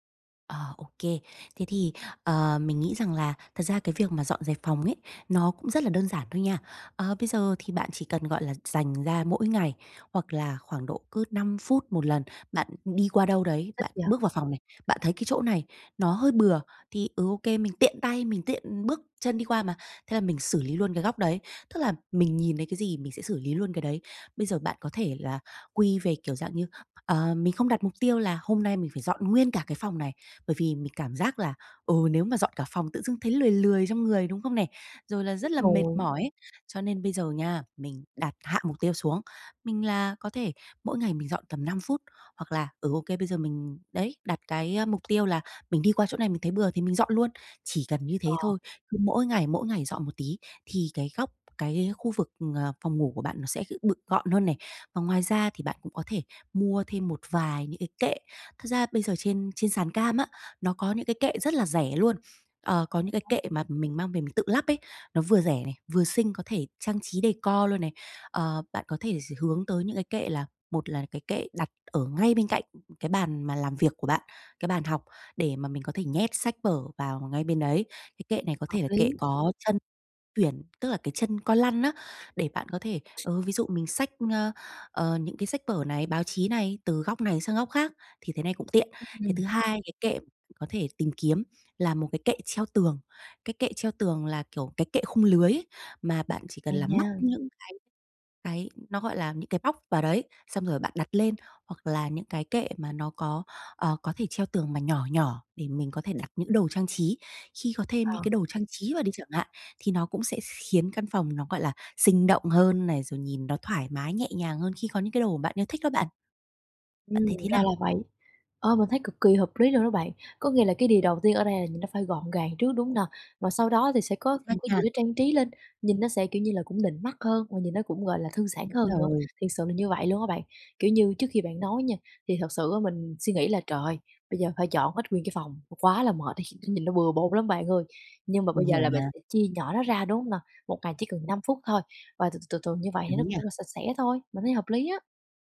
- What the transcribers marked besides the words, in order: other background noise; tapping; unintelligible speech; in English: "decor"
- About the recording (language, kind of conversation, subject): Vietnamese, advice, Làm thế nào để biến nhà thành nơi thư giãn?